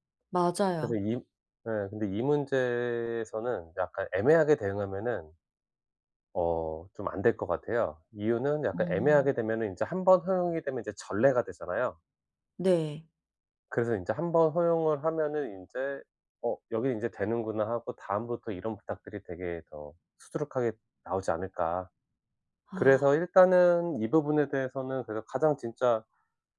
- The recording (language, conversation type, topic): Korean, advice, 이사할 때 가족 간 갈등을 어떻게 줄일 수 있을까요?
- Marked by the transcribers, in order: none